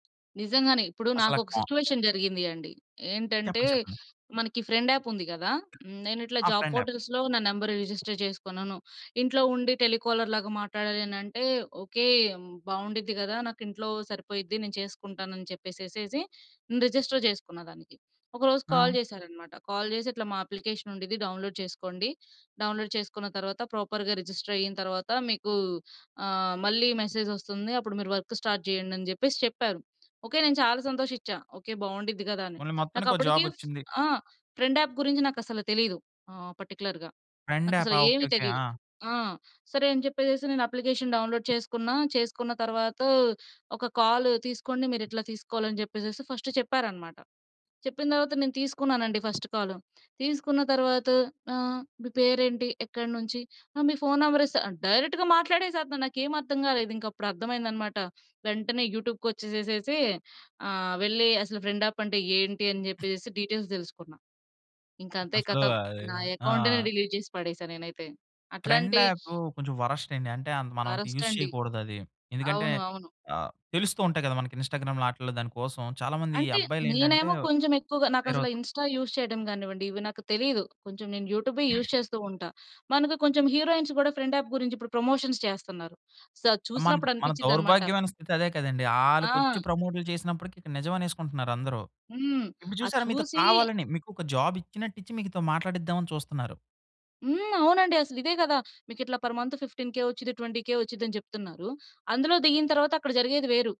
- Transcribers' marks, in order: in English: "సిట్యుయేషన్"; in English: "ఫ్రెండ్ యాప్"; other background noise; in English: "ఫ్రెండ్ యాప్"; in English: "జాబ్ పోర్ట్‌ల్స్‌లో"; in English: "నంబర్ రిజిస్టర్"; in English: "రిజిస్టర్"; in English: "కాల్"; in English: "కాల్"; in English: "అప్లికేషన్"; in English: "డౌన్‌లోడ్"; in English: "డౌన్‌లోడ్"; in English: "ప్రాపర్‌గా రిజిస్టర్"; in English: "మెసేజ్"; in English: "వర్క్ స్టార్ట్"; in English: "ఫ్రెండ్ యాప్"; in English: "ఫ్రెండ్"; in English: "పర్టిక్యులర్‌గా"; in English: "అప్లికేషన్ డౌన్‌లోడ్"; in English: "కాల్"; in English: "ఫస్ట్"; in English: "ఫస్ట్"; in English: "నంబర్"; in English: "డైరెక్ట్‌గా"; in English: "ఫ్రెండ్"; in English: "డీటెయిల్స్"; in English: "అకౌంట్‌నే డిలీట్"; in English: "ఫ్రెండ్ యాప్"; in English: "యూజ్"; in English: "ఇన్స్‌స్టా‌గ్రామ్‌లో"; in English: "ఇన్స్‌స్టా యూజ్"; in English: "యూజ్"; throat clearing; in English: "ఫ్రెండ్ యాప్"; in English: "ప్రమోషన్స్"; in English: "సో"; in English: "పర్ మంత్ ఫిఫ్టీన్"; in English: "ట్వెంటీ"
- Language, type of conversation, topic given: Telugu, podcast, ఆన్‌లైన్‌లో ఏర్పడిన పరిచయం నిజమైన స్నేహంగా ఎలా మారుతుంది?